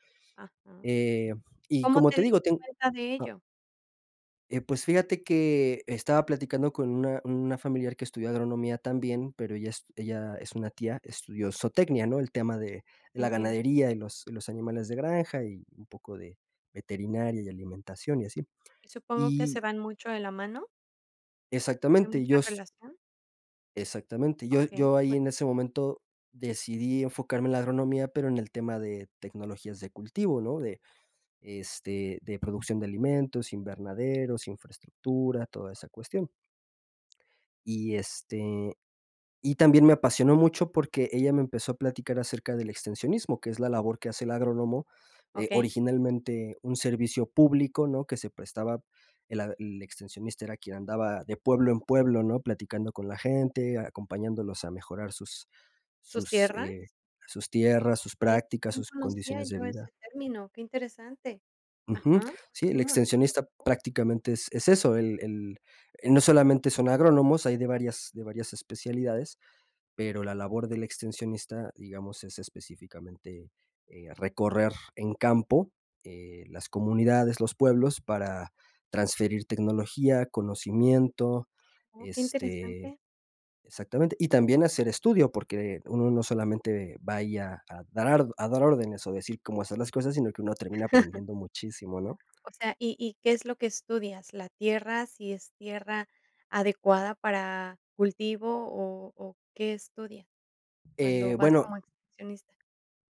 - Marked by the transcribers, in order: chuckle; other background noise
- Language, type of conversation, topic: Spanish, podcast, ¿Qué decisión cambió tu vida?